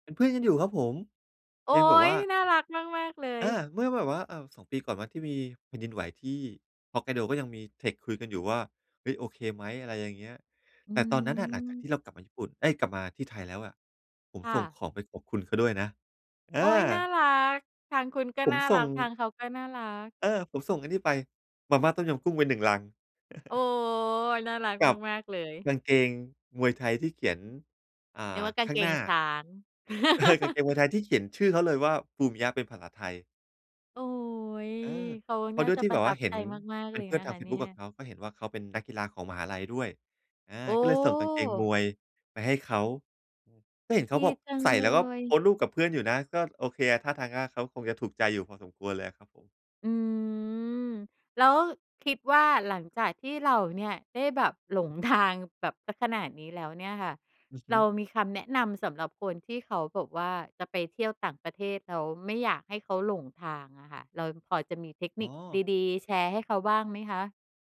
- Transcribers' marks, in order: chuckle; laughing while speaking: "เออ"; laugh; drawn out: "โอ๊ย"; drawn out: "อืม"
- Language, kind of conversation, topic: Thai, podcast, เคยหลงทางแล้วไม่รู้ว่าควรทำอย่างไรบ้างไหม?